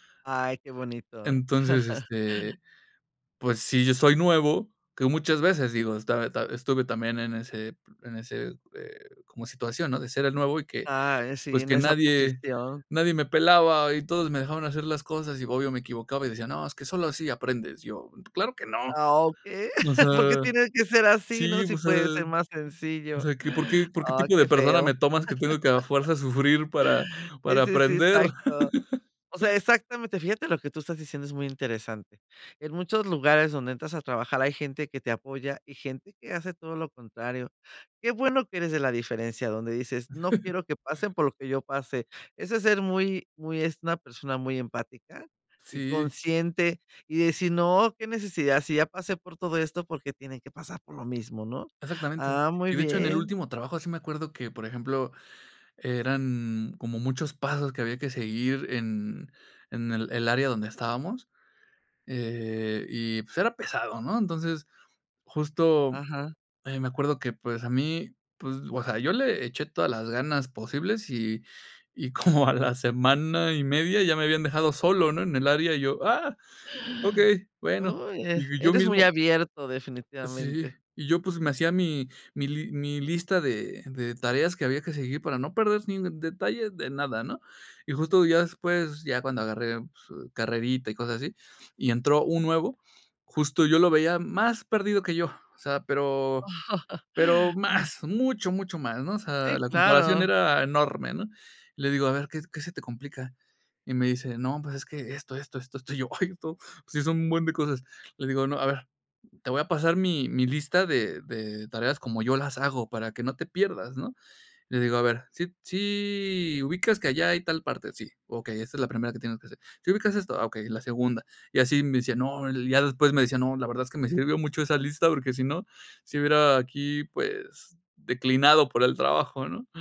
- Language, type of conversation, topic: Spanish, podcast, ¿Qué consejos darías a alguien que quiere compartir algo por primera vez?
- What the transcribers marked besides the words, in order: chuckle; laugh; laugh; laugh; chuckle; stressed: "más"; chuckle; drawn out: "sí"